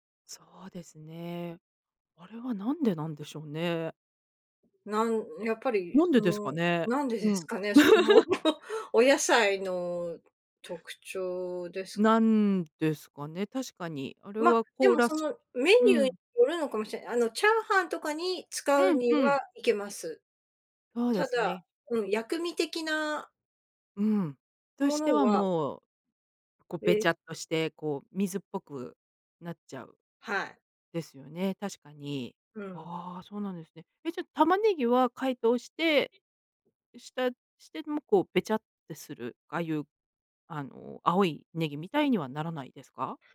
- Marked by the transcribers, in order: chuckle
- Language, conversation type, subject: Japanese, podcast, 手早く作れる夕飯のアイデアはありますか？